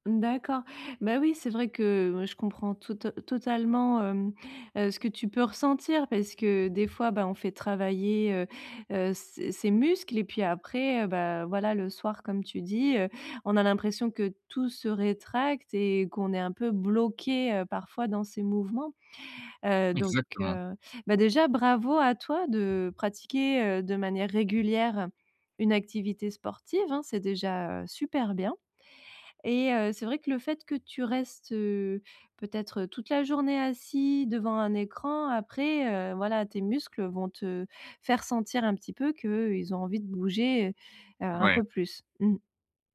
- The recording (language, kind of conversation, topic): French, advice, Comment puis-je relâcher la tension musculaire générale quand je me sens tendu et fatigué ?
- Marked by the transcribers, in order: tapping